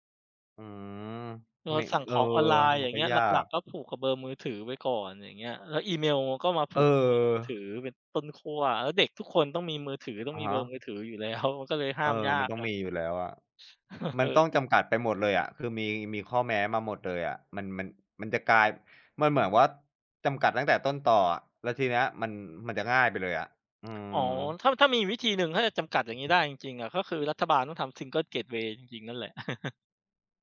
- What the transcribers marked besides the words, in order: laughing while speaking: "แล้ว"; laughing while speaking: "เออ"; chuckle
- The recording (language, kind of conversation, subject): Thai, unstructured, ทำไมถึงยังมีคนสูบบุหรี่ทั้งที่รู้ว่ามันทำลายสุขภาพ?